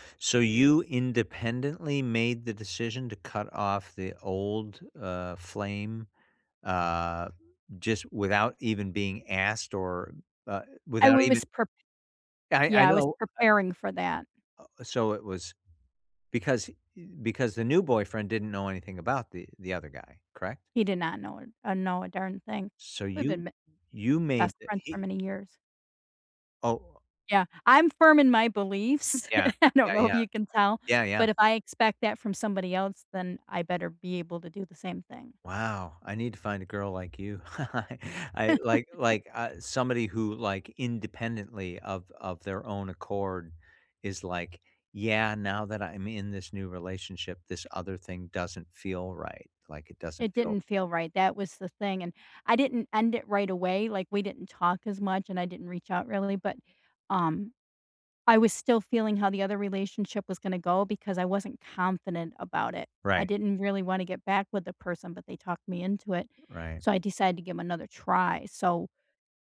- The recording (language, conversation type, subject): English, unstructured, Is it okay to date someone who still talks to their ex?
- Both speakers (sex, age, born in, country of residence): female, 60-64, United States, United States; male, 55-59, United States, United States
- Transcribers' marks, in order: tapping; laugh; chuckle; laugh